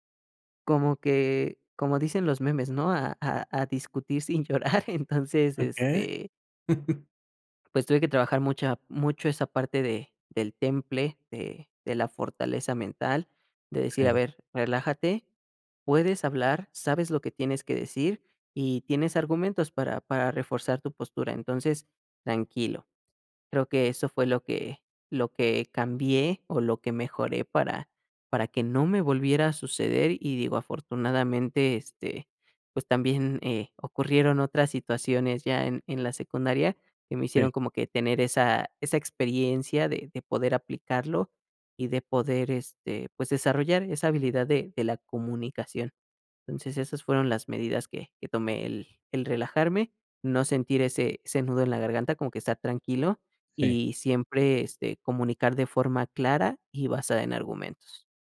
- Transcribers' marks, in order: laughing while speaking: "llorar"; chuckle; other background noise
- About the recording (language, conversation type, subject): Spanish, podcast, ¿Cuál fue un momento que cambió tu vida por completo?